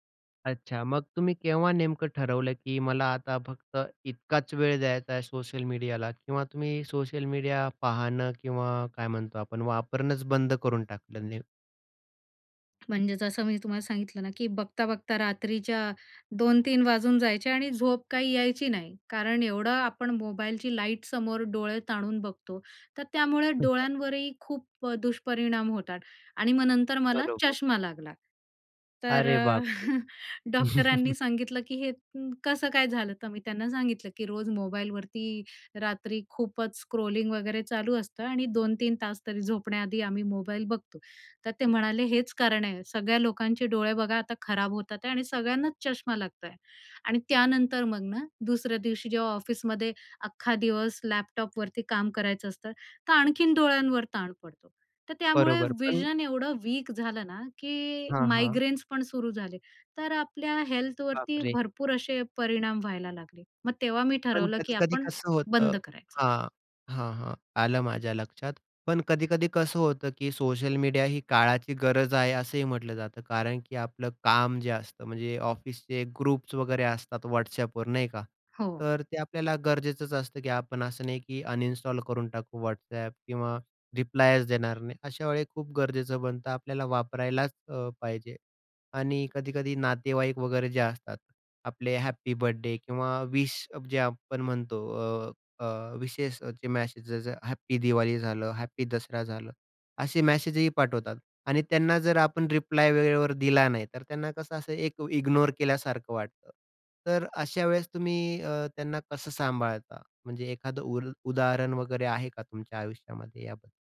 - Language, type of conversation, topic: Marathi, podcast, सोशल मीडियावर किती वेळ द्यायचा, हे कसे ठरवायचे?
- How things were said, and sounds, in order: tapping; other noise; other background noise; chuckle; chuckle; in English: "स्क्रोलिंग"; in English: "व्हिजन"